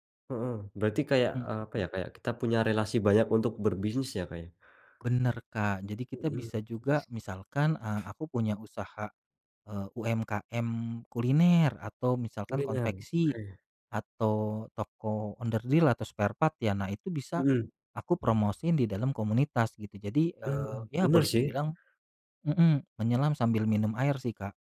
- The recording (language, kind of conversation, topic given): Indonesian, podcast, Bisakah kamu menceritakan satu momen ketika komunitasmu saling membantu dengan sangat erat?
- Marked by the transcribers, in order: tapping; other background noise; in English: "spare part"